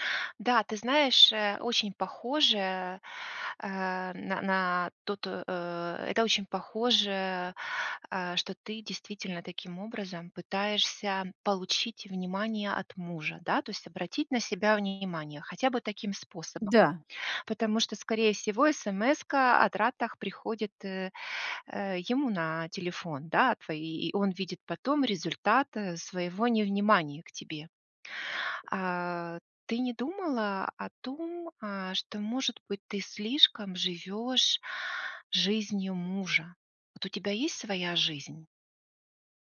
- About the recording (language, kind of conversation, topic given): Russian, advice, Почему я постоянно совершаю импульсивные покупки и потом жалею об этом?
- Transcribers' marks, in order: tapping